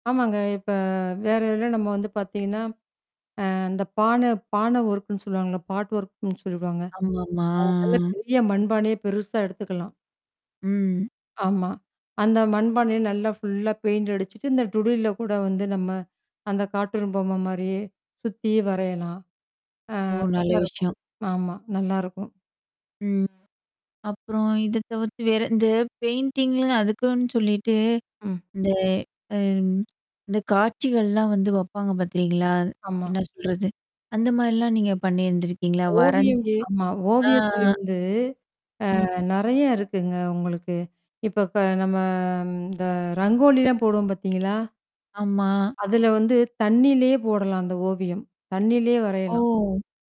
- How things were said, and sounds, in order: in English: "ஒர்க்குன்னு"; in English: "பாட் ஒர்க்குன்னு"; static; drawn out: "ஆமாமா"; distorted speech; in English: "ஃபுல்லா பெயிண்ட்டு"; in English: "கார்ட்டூன்"; mechanical hum; in English: "பெயிண்டிங்"; other background noise; other noise
- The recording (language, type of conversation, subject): Tamil, podcast, ஓவியம் மற்றும் சின்னச் சித்திரங்களின் உதவியுடன் உங்கள் உணர்வுகளை இயல்பாக எப்படிப் வெளிப்படுத்தலாம்?